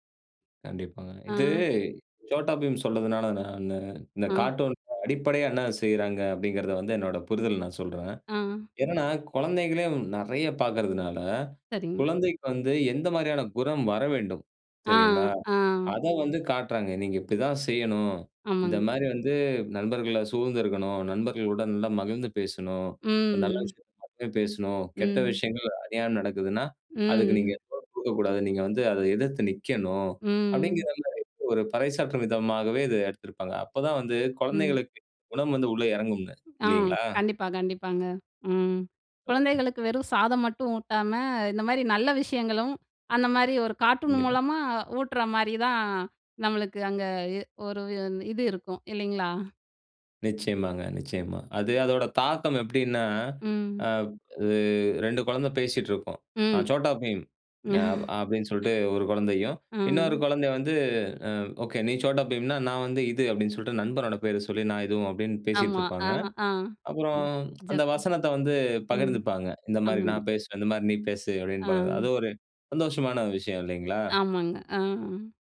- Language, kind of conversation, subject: Tamil, podcast, கார்டூன்களில் உங்களுக்கு மிகவும் பிடித்த கதாபாத்திரம் யார்?
- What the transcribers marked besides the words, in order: "குணம்" said as "குறம்"; background speech; unintelligible speech; other background noise; chuckle; unintelligible speech